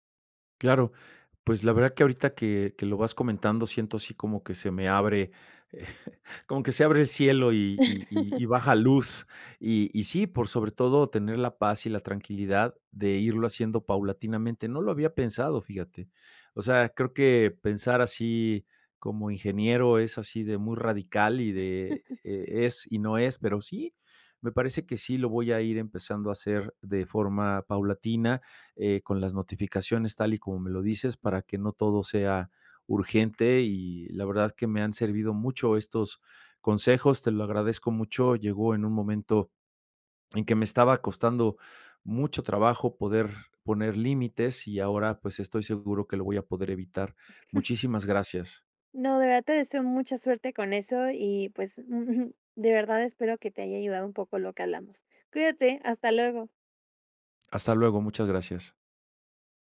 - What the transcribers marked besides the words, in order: chuckle; laugh; chuckle; chuckle; chuckle
- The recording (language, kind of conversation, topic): Spanish, advice, ¿Cómo puedo evitar que las interrupciones arruinen mi planificación por bloques de tiempo?